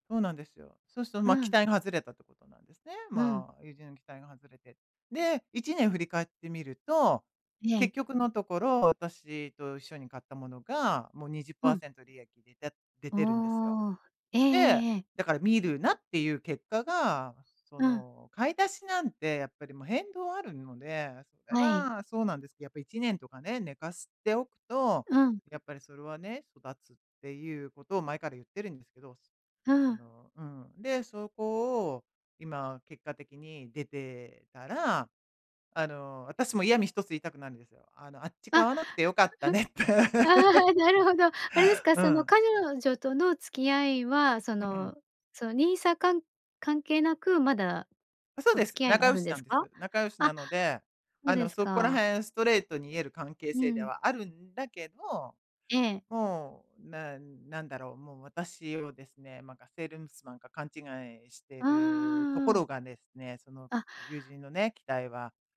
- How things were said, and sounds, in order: giggle; laughing while speaking: "ああ、なるほど"; laughing while speaking: "ねって"; laugh; "彼女" said as "かにょじょ"; "セールスマン" said as "セールンスマン"
- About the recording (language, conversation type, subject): Japanese, advice, 友人の期待と自分の予定をどう両立すればよいですか？